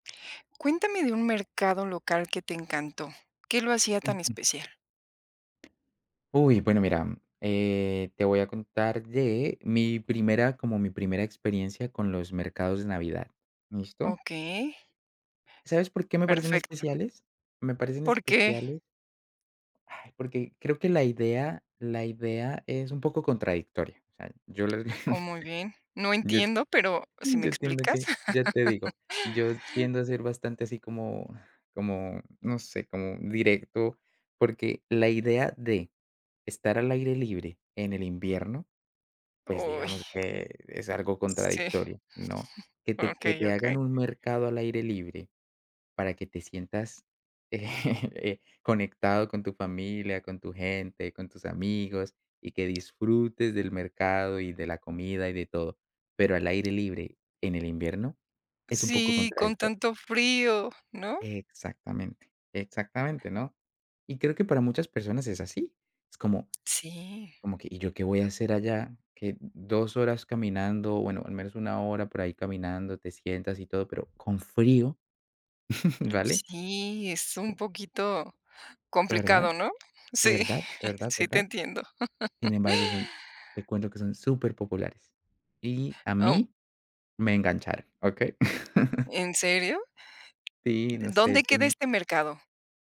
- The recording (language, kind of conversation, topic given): Spanish, podcast, ¿Cuál es un mercado local que te encantó y qué lo hacía especial?
- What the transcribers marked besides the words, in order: other background noise; tapping; laugh; laugh; laughing while speaking: "eh"; chuckle; laughing while speaking: "Sí"; laugh; laugh